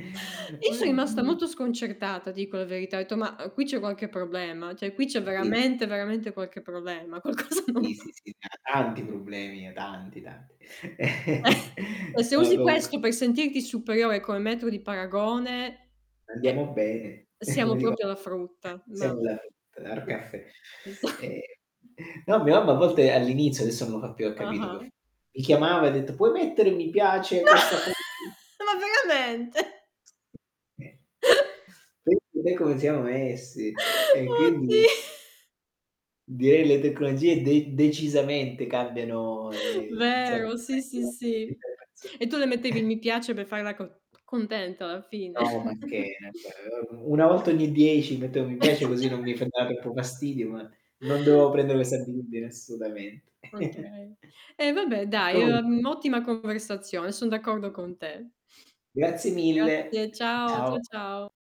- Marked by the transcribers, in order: static; "cioè" said as "ceh"; other background noise; distorted speech; laughing while speaking: "qualcosa non va"; chuckle; chuckle; "proprio" said as "propio"; unintelligible speech; laughing while speaking: "esa"; laughing while speaking: "Ma ma veramente?"; surprised: "Ma ma veramente?"; tapping; unintelligible speech; laughing while speaking: "Oddi"; "insomma" said as "inzomma"; unintelligible speech; chuckle; chuckle; laugh; unintelligible speech; chuckle
- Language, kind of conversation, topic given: Italian, unstructured, In che modo la tecnologia sta cambiando il nostro modo di comunicare ogni giorno?